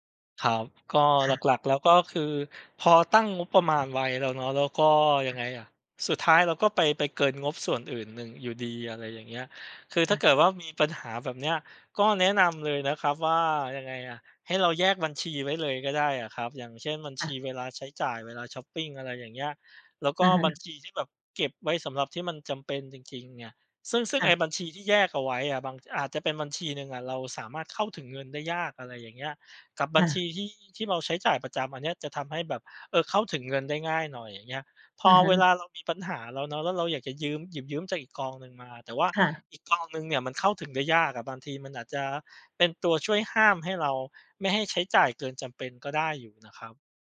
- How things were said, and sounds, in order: other background noise
- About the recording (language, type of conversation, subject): Thai, advice, เมื่อเครียด คุณเคยเผลอใช้จ่ายแบบหุนหันพลันแล่นไหม?